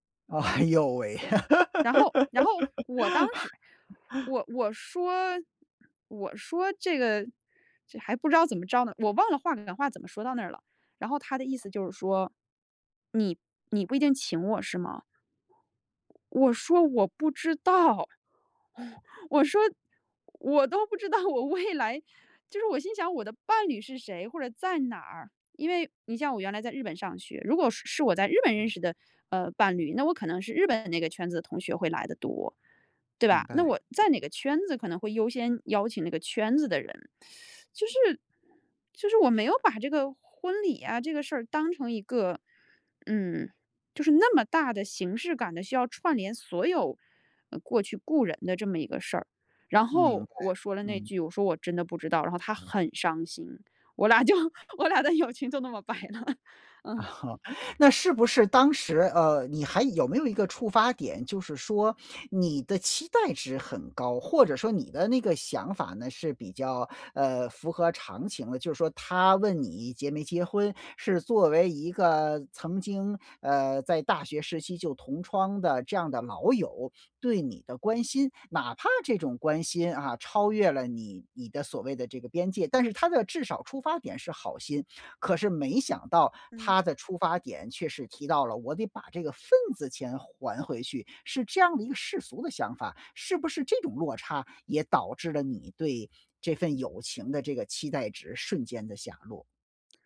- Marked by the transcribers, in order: laughing while speaking: "哎"; laugh; laugh; laughing while speaking: "道我未来"; other background noise; teeth sucking; stressed: "很"; laughing while speaking: "我俩就 我俩的友情就那么掰了"; laughing while speaking: "哦"
- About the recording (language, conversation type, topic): Chinese, podcast, 什么时候你会选择结束一段友情？